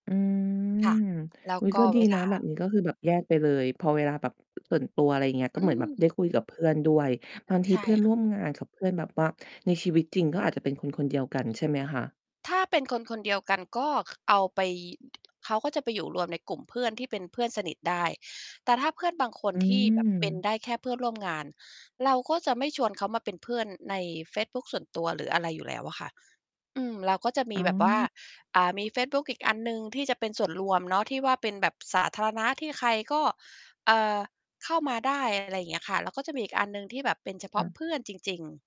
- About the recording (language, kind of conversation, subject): Thai, podcast, คุณมีวิธีทำให้หยุดคิดเรื่องงานได้อย่างไรเมื่อเลิกงานแล้วออกไปข้างนอก?
- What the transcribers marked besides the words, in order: drawn out: "อืม"; distorted speech; mechanical hum; other background noise; tapping